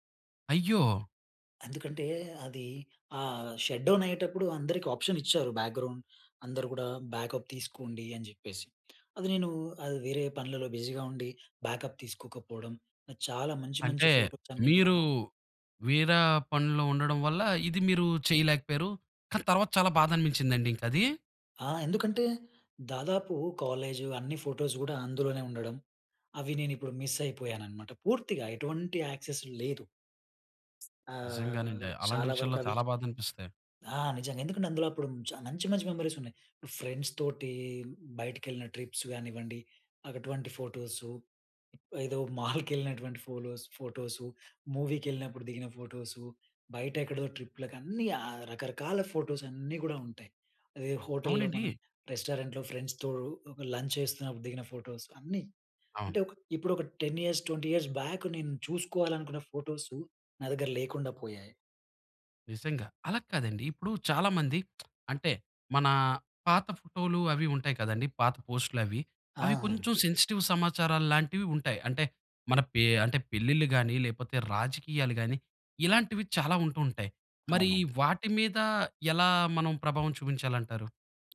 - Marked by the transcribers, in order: in English: "షట్‌డౌన్"; in English: "ఆప్షన్"; in English: "బ్యాక్గ్రౌండ్"; in English: "బ్యాకప్"; in English: "బిజీగా"; in English: "బ్యాకప్"; in English: "ఫోటోస్"; in English: "కాలేజ్"; in English: "ఫోటోస్"; in English: "మిస్"; in English: "యాక్సెస్"; in English: "మెమరీస్"; in English: "ఫ్రెండ్స్‌తోటి"; in English: "ట్రిప్స్"; chuckle; in English: "మాల్‌కి"; in English: "మూవీకి"; in English: "ట్రిప్‌ల"; in English: "ఫోటోస్"; in English: "హోటల్‌లో"; in English: "రెస్టారెంట్‌లో ఫ్రెండ్స్‌తో"; in English: "లంచ్"; in English: "ఫోటోస్"; in English: "టెన్ ఇయర్స్ ట్వంటీ ఇయర్స్ బ్యాక్"; lip smack; in English: "సెన్సిటివ్"
- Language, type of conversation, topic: Telugu, podcast, పాత పోస్టులను తొలగించాలా లేదా దాచివేయాలా అనే విషయంలో మీ అభిప్రాయం ఏమిటి?